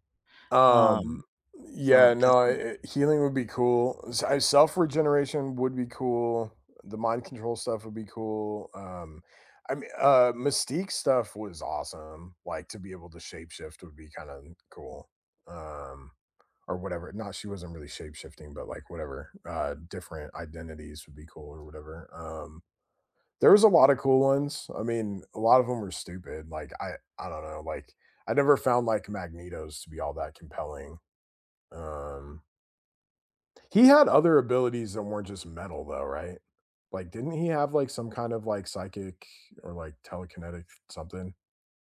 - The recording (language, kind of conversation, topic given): English, unstructured, Which fictional world would you love to spend a week in?
- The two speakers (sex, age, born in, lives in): female, 35-39, United States, United States; male, 40-44, United States, United States
- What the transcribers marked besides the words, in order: none